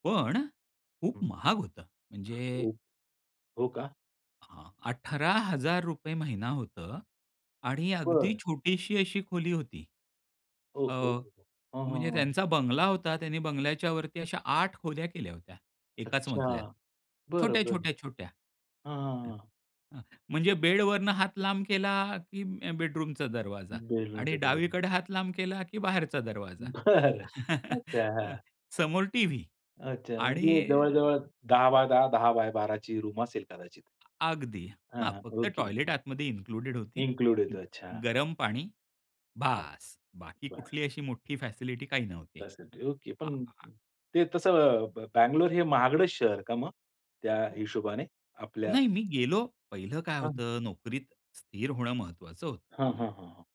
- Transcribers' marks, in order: other background noise; laughing while speaking: "बरं"; chuckle; in English: "रूम"; tapping
- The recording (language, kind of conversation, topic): Marathi, podcast, नवीन शहरात किंवा ठिकाणी गेल्यावर तुम्हाला कोणते बदल अनुभवायला आले?